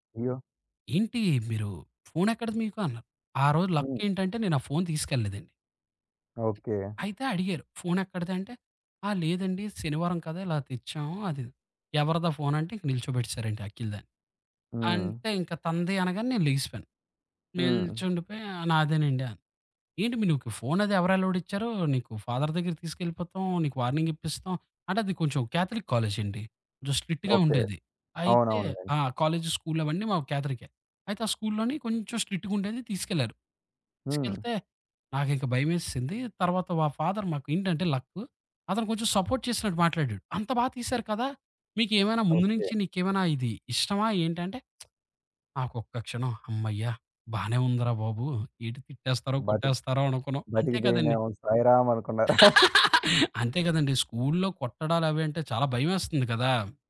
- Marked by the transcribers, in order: other background noise; in English: "ఎలౌడ్"; in English: "ఫాదర్"; in English: "వార్నింగ్"; in English: "క్యాథలిక్"; in English: "స్ట్రిక్ట్‌గా"; in English: "స్ట్రిక్ట్‌గుండేది"; in English: "ఫాదర్"; in English: "సపోర్ట్"; lip smack; laugh; chuckle
- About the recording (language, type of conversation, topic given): Telugu, podcast, మీ తొలి స్మార్ట్‌ఫోన్ మీ జీవితాన్ని ఎలా మార్చింది?